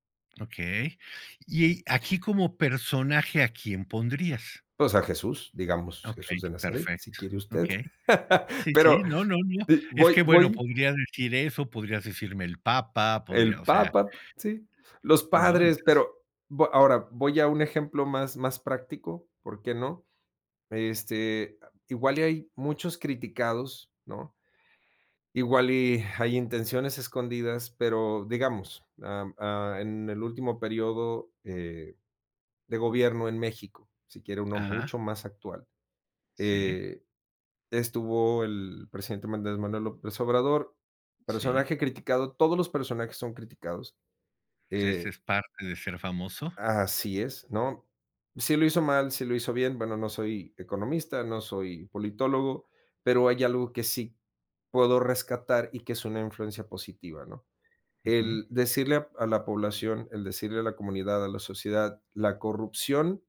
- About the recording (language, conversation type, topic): Spanish, podcast, ¿Qué papel tienen las personas famosas en la cultura?
- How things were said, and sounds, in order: other noise; laugh